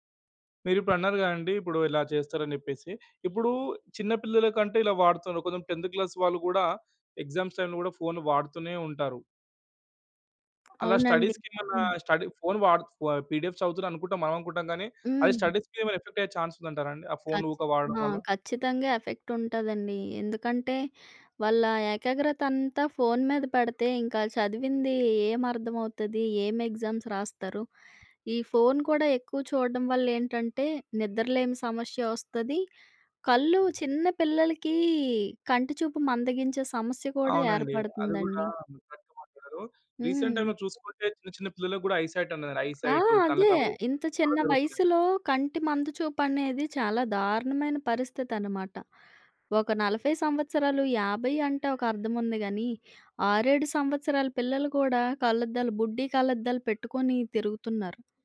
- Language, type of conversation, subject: Telugu, podcast, పిల్లల కోసం ఫోన్ వాడకంపై నియమాలు పెట్టడంలో మీ సలహా ఏమిటి?
- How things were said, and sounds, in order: other background noise; in English: "టెంత్ క్లాస్"; in English: "ఎగ్జామ్స్ టైమ్‌లో"; tapping; in English: "స్టడీస్‌కి"; in English: "పీడిఎఫ్"; in English: "స్టడీస్‌కి"; in English: "ఎఫెక్ట్"; in English: "చాన్స్"; in English: "ఎఫెక్ట్"; in English: "ఎగ్జామ్స్"; unintelligible speech; in English: "రీసెంట్ టైమ్‌లో"; in English: "ఐ‌సైట్"; in English: "ఐ"